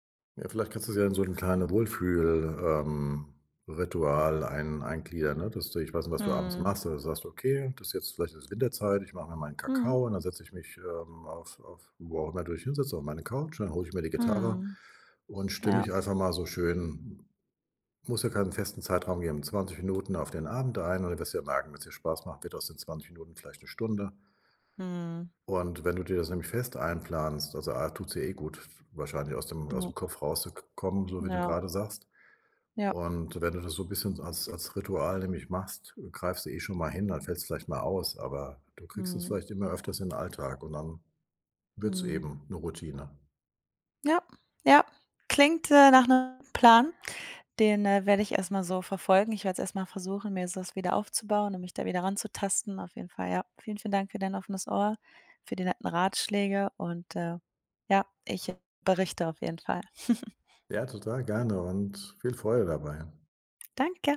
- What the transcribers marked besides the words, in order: other background noise; unintelligible speech; chuckle
- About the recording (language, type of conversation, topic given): German, advice, Wie kann ich motivierter bleiben und Dinge länger durchziehen?